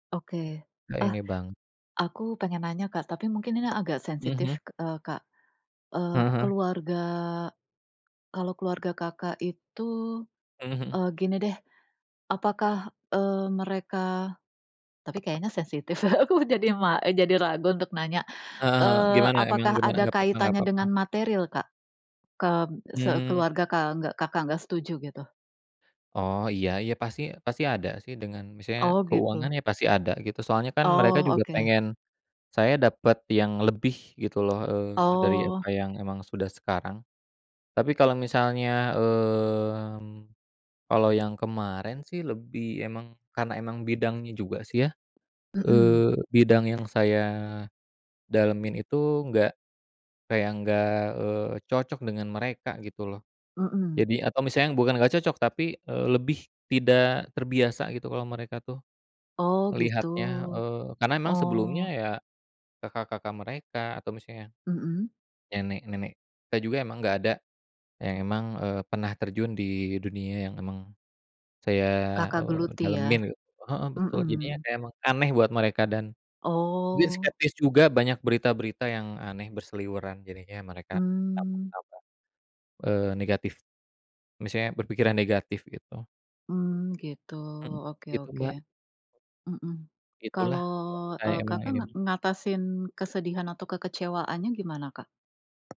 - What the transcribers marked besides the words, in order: tapping; chuckle; drawn out: "mmm"; alarm; unintelligible speech
- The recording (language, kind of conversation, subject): Indonesian, unstructured, Bagaimana perasaanmu jika keluargamu tidak mendukung pilihan hidupmu?